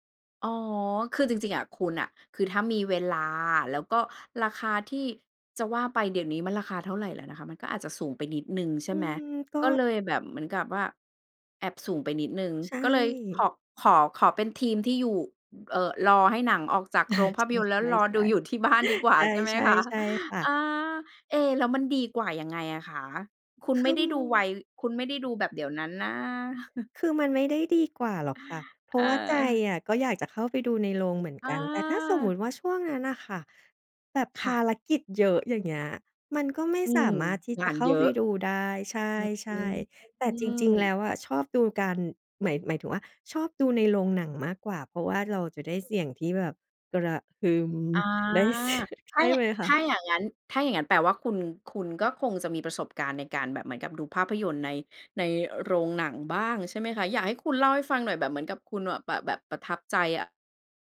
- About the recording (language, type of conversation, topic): Thai, podcast, คุณคิดอย่างไรกับการดูหนังในโรงหนังเทียบกับการดูที่บ้าน?
- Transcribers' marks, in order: chuckle; chuckle; drawn out: "อืม"; laughing while speaking: "เสีย"